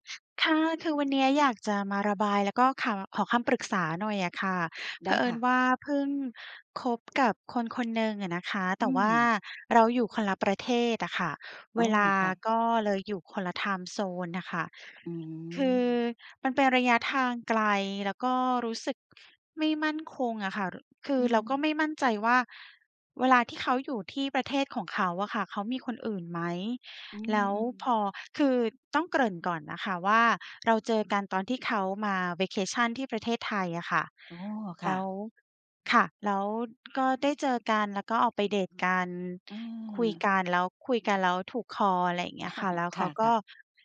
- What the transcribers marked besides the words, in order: in English: "ไทม์โซน"; in English: "vacation"; laugh
- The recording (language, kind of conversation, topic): Thai, advice, ความสัมพันธ์ระยะไกลทำให้คุณรู้สึกไม่มั่นคงอย่างไร?